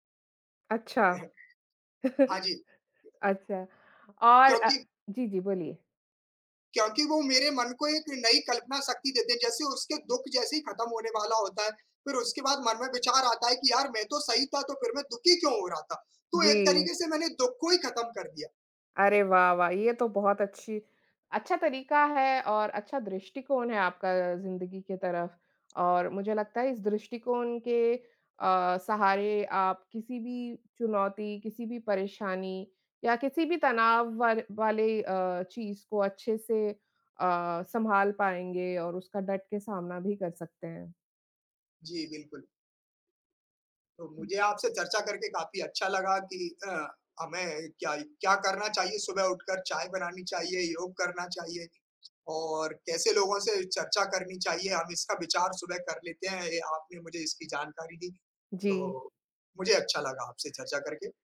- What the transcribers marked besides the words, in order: throat clearing; chuckle; other background noise; other noise
- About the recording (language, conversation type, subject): Hindi, unstructured, आप अपने दिन की शुरुआत कैसे करते हैं?